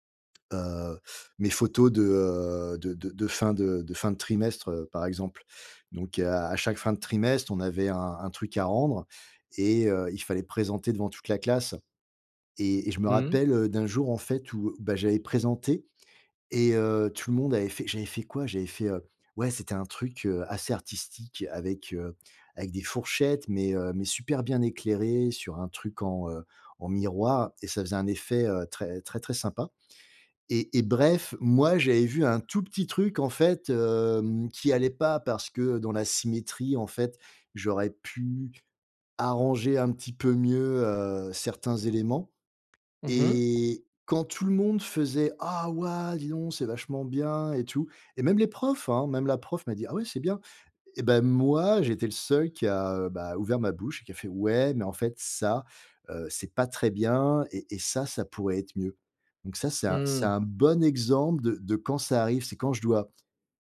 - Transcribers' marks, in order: tapping
- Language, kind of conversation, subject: French, advice, Comment puis-je remettre en question mes pensées autocritiques et arrêter de me critiquer intérieurement si souvent ?